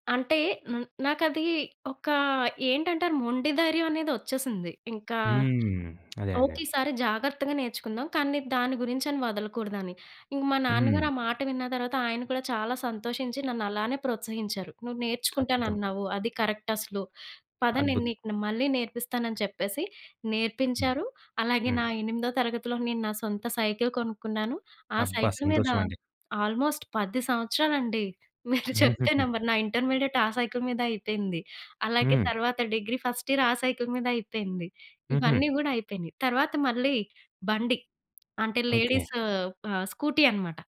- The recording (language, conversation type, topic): Telugu, podcast, ఒక ప్రమాదం తర్వాత మీలో వచ్చిన భయాన్ని మీరు ఎలా జయించారు?
- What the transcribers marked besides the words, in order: tapping; in English: "కరెక్ట్"; other noise; in English: "ఆల్‌మోస్ట్"; laughing while speaking: "మీరు చెప్తే నమ్మరు"; in English: "ఇంటర్మీడియేట్"; in English: "ఫస్ట్ ఇయర్"; in English: "లేడీస్"; in English: "స్కూటీ"